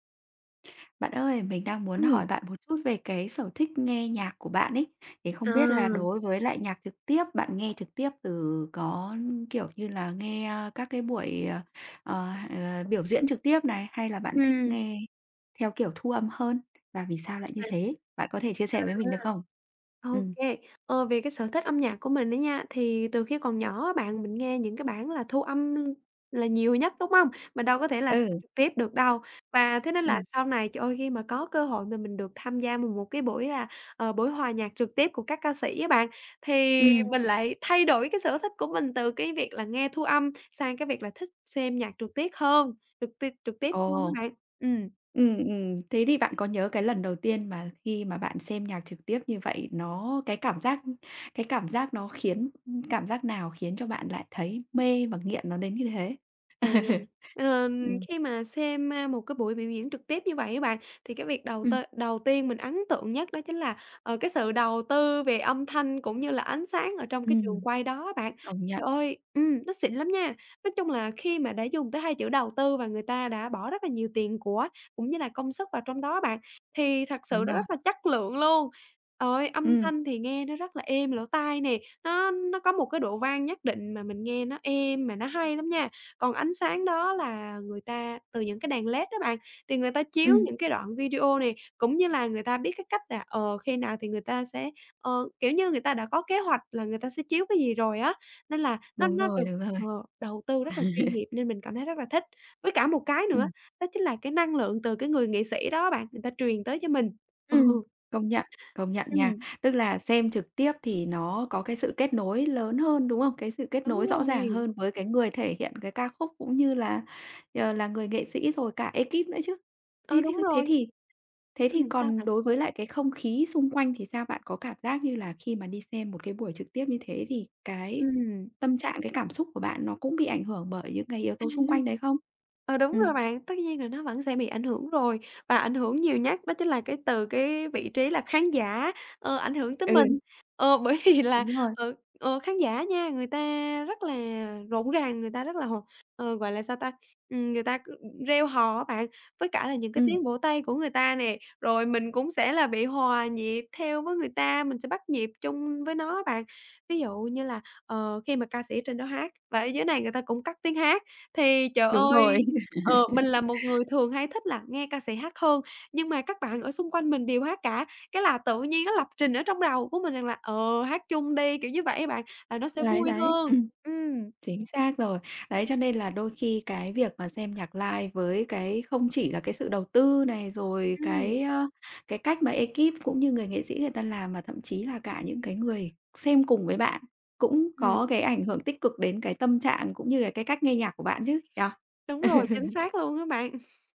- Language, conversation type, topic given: Vietnamese, podcast, Vì sao bạn thích xem nhạc sống hơn nghe bản thu âm?
- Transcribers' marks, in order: other background noise; tapping; laugh; laugh; laughing while speaking: "Ừ"; chuckle; laughing while speaking: "bởi vì là"; background speech; laugh; in English: "live"; laugh; chuckle